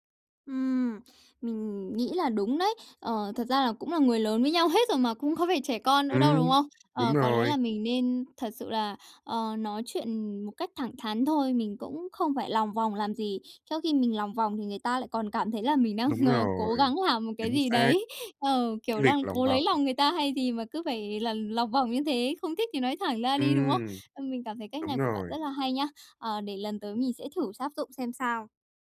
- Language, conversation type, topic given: Vietnamese, advice, Làm sao để từ chối lời mời mà không làm mất lòng người khác?
- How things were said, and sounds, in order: other background noise; tapping; laughing while speaking: "a"